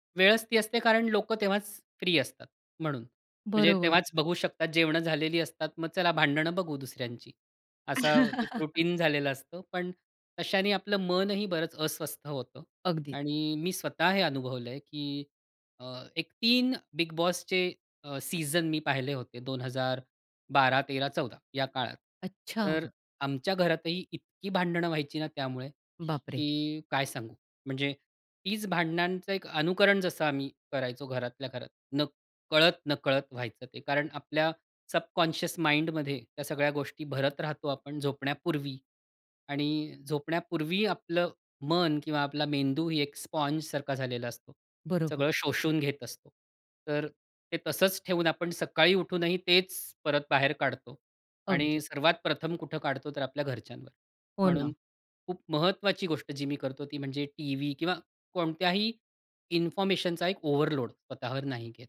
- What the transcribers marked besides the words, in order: other background noise; chuckle; in English: "रूटीन"; bird; in English: "माइंडमध्ये"; in English: "स्पॉन्जसारखा"; in English: "ओव्हरलोड"
- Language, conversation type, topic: Marathi, podcast, रात्री झोपायला जाण्यापूर्वी तुम्ही काय करता?